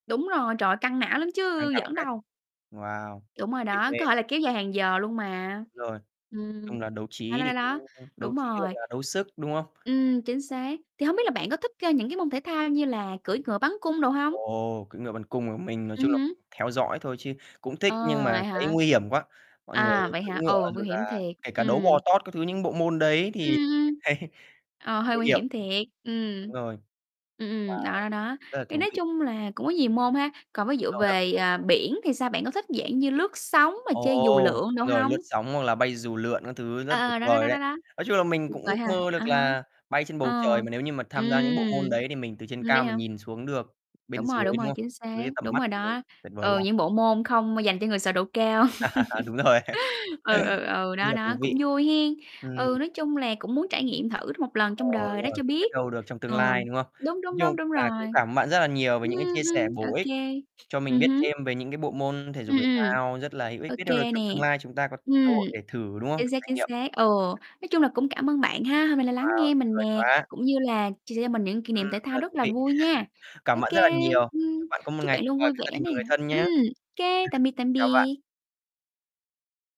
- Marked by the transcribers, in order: tapping; distorted speech; other background noise; laughing while speaking: "thấy"; static; unintelligible speech; chuckle; laughing while speaking: "Đúng rồi"; chuckle; unintelligible speech; chuckle
- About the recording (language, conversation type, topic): Vietnamese, unstructured, Môn thể thao nào khiến bạn cảm thấy vui nhất?